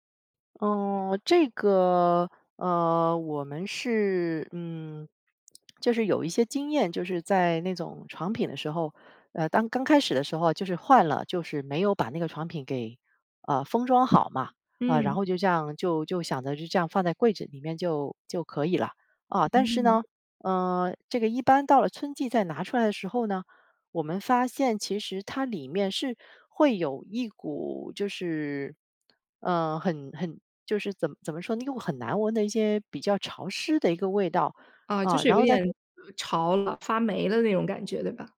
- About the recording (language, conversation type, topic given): Chinese, podcast, 换季时你通常会做哪些准备？
- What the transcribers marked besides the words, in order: other background noise; swallow